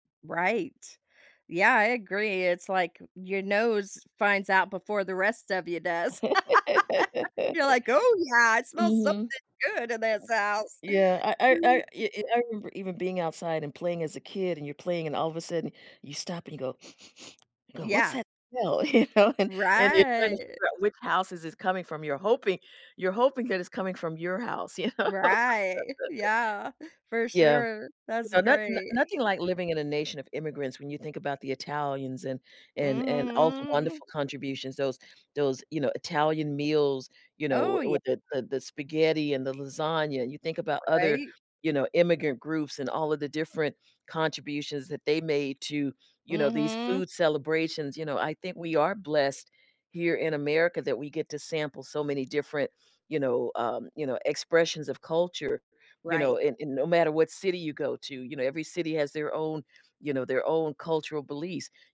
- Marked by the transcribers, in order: laugh; other background noise; sniff; laughing while speaking: "you know, and"; drawn out: "Right"; laughing while speaking: "you know"; chuckle; laugh; drawn out: "Mhm"
- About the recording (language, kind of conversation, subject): English, unstructured, What can we learn about a culture by exploring its traditional foods and eating habits?
- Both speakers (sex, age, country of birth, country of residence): female, 60-64, United States, United States; female, 60-64, United States, United States